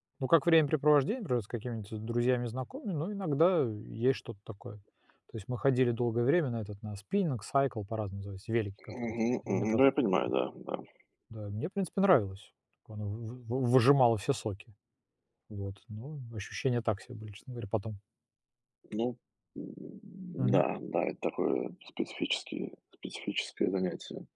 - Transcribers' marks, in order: tapping; other background noise
- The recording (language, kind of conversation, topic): Russian, unstructured, Как спорт влияет на твоё настроение?